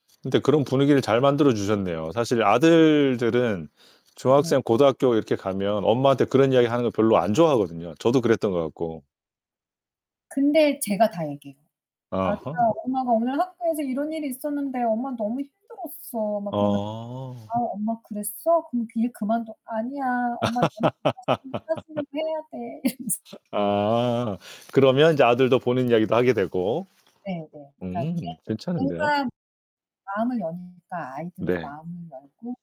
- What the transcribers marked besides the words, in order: other background noise; distorted speech; tapping; laugh; unintelligible speech; laughing while speaking: "이러면서"; unintelligible speech
- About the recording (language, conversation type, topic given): Korean, unstructured, 여름과 겨울 중 어떤 계절을 더 좋아하시나요?